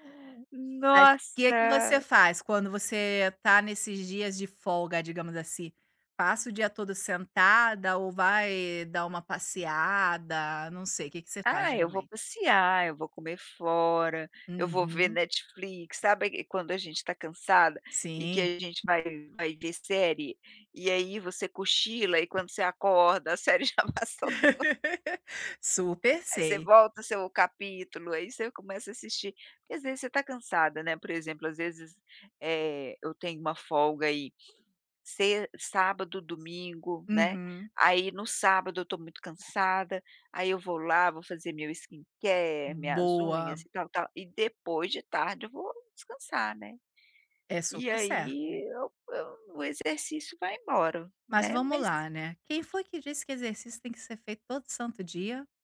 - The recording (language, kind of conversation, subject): Portuguese, advice, Como seus hábitos de bem-estar mudam durante viagens ou fins de semana?
- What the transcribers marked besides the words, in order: laughing while speaking: "já passou toda"; laugh